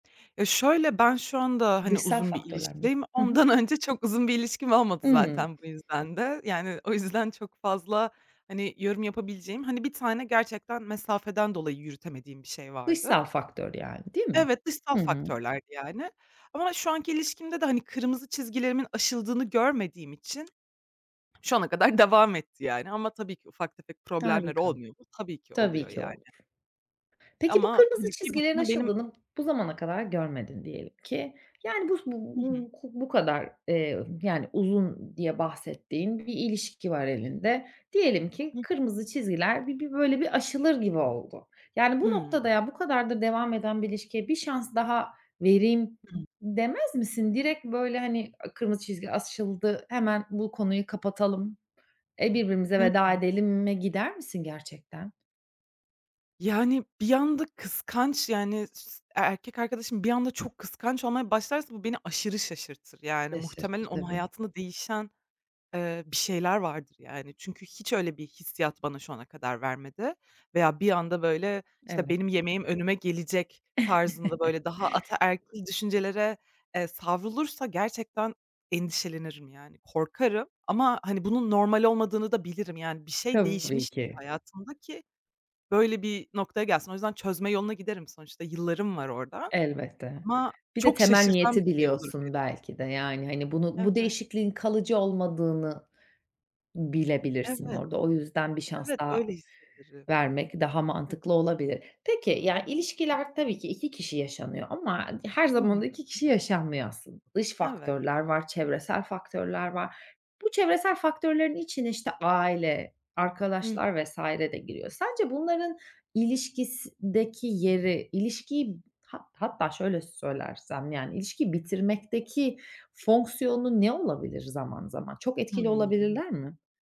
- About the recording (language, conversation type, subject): Turkish, podcast, Bir ilişkiyi sürdürmek mi yoksa bitirmek mi gerektiğine nasıl karar verirsin?
- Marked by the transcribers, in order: tapping; laughing while speaking: "Ondan önce"; other background noise; other noise; chuckle; unintelligible speech; "ilişkideki" said as "ilişkisideki"